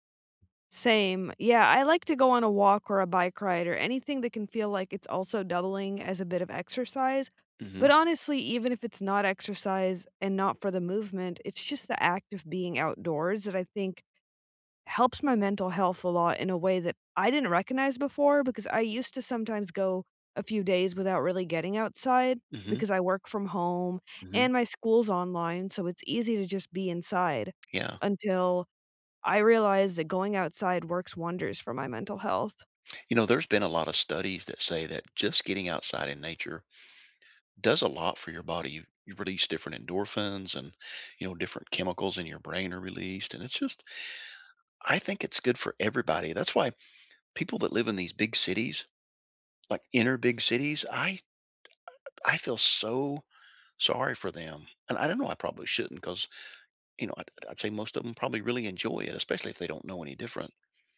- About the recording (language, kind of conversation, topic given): English, unstructured, How do you practice self-care in your daily routine?
- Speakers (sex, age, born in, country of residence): female, 30-34, United States, United States; male, 60-64, United States, United States
- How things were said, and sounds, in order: tapping